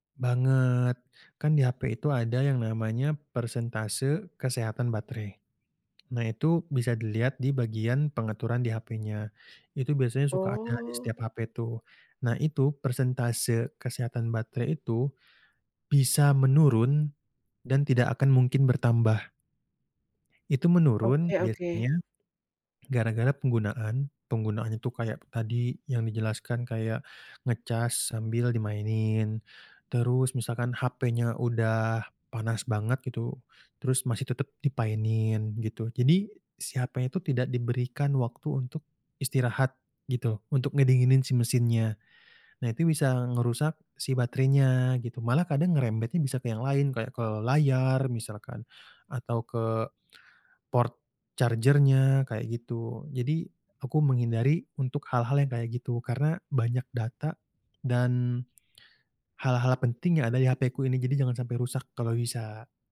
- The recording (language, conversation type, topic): Indonesian, podcast, Bagaimana kebiasaanmu menggunakan ponsel pintar sehari-hari?
- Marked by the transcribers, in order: other background noise; in English: "port charger-nya"